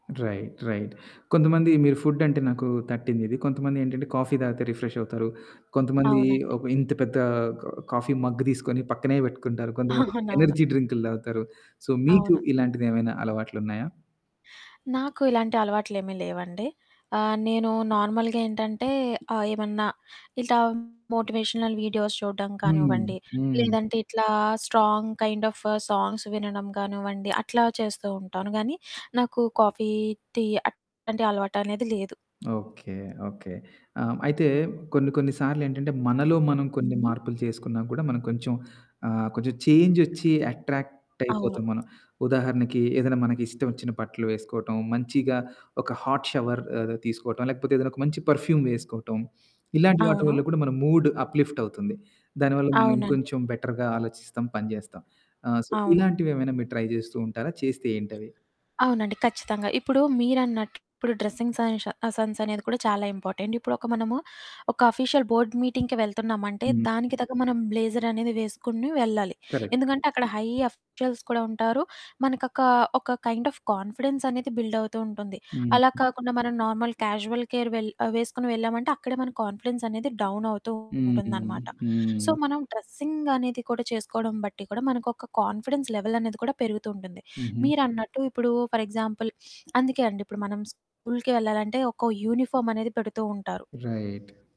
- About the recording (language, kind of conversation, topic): Telugu, podcast, వాతావరణాన్ని మార్చుకుంటే సృజనాత్మకత మరింత ఉత్తేజితమవుతుందా?
- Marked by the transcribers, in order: in English: "రైట్. రైట్"; static; in English: "కాఫీ"; in English: "రిఫ్రెష్"; horn; distorted speech; laughing while speaking: "అవును"; in English: "ఎనర్జీ"; in English: "సో"; other background noise; in English: "నార్మల్‌గా"; in English: "మోటివేషనల్ వీడియోస్"; in English: "స్ట్రాంగ్ కైండ్"; in English: "సాంగ్స్"; in English: "కాఫీ"; in English: "హాట్ షవర్"; in English: "పర్ఫ్యూమ్"; in English: "మూడ్"; in English: "బెటర్‌గా"; in English: "సో"; in English: "ట్రై"; background speech; in English: "డ్రస్సింగ్"; in English: "ఇంపార్టెంట్"; in English: "ఆఫీసియల్ బోర్డ్ మీటింగ్‌కి"; in English: "కరెక్ట్"; in English: "హై ఆఫీషియల్స్"; in English: "కైండ్ ఆఫ్"; in English: "నార్మల్, కాజుయల్ కేర్"; in English: "సో"; in English: "డ్రస్సింగ్"; in English: "కాన్ఫిడెన్స్"; in English: "ఫర్ ఎగ్జాంపుల్"; in English: "యూనిఫాం"; in English: "రైట్"